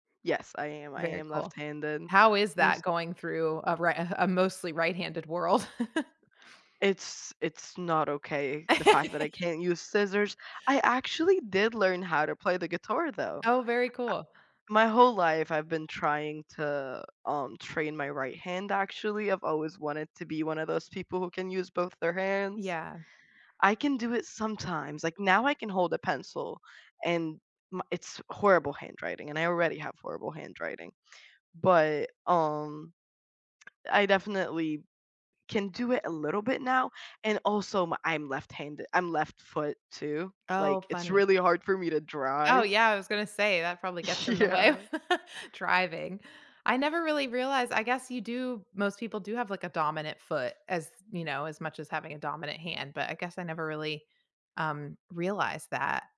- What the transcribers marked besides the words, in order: laugh; laugh; lip smack; laughing while speaking: "Yeah"; laughing while speaking: "of"; other background noise
- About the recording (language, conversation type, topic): English, unstructured, Who has most shaped the way you learn, and what lasting habits did they inspire?
- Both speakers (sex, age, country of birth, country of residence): female, 18-19, Egypt, United States; female, 40-44, United States, United States